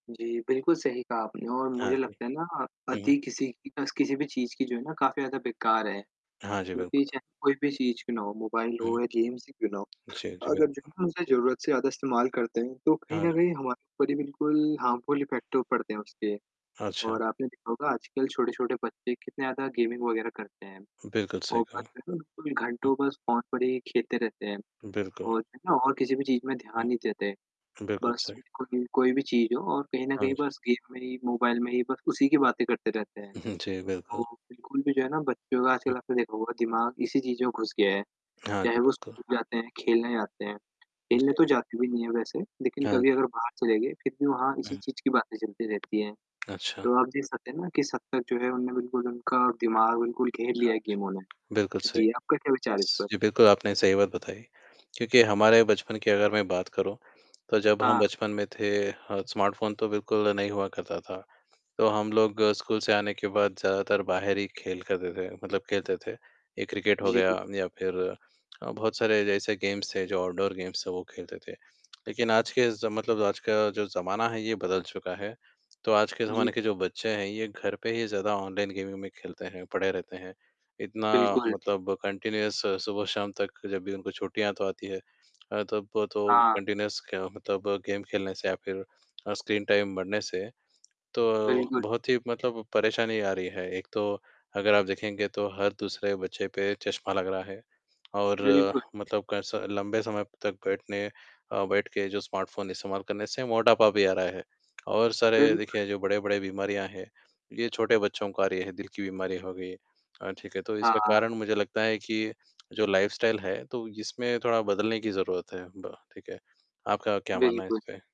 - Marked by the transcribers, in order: static; distorted speech; in English: "गेम्स"; tapping; other background noise; in English: "हार्मफुल इफ़ेक्ट"; in English: "गेमिंग"; unintelligible speech; in English: "गेम"; other noise; in English: "स्मार्टफ़ोन"; in English: "गेम्स"; in English: "आउटडोर गेम्स"; in English: "गेमिंग"; in English: "कंटिन्यूअस"; in English: "कंटिन्यूअस"; in English: "टाइम"; in English: "स्मार्टफ़ोन"; in English: "लाइफ़स्टाइल"
- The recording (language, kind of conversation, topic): Hindi, unstructured, क्या फोन पर खेल खेलना वाकई समय की बर्बादी है?